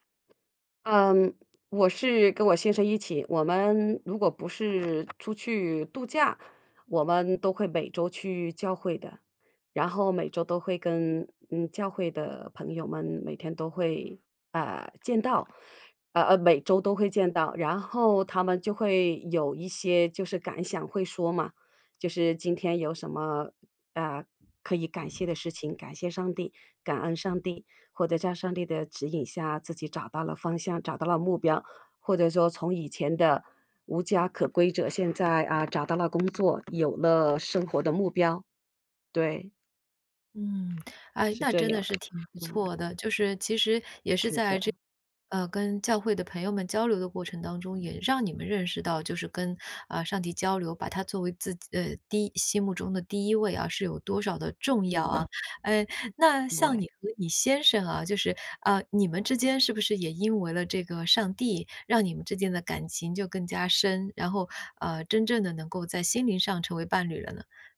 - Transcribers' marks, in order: other background noise; tapping; unintelligible speech; door; laughing while speaking: "像你和你先生啊，就是"
- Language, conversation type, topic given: Chinese, podcast, 你有固定的早晨例行习惯吗？通常会做哪些事情？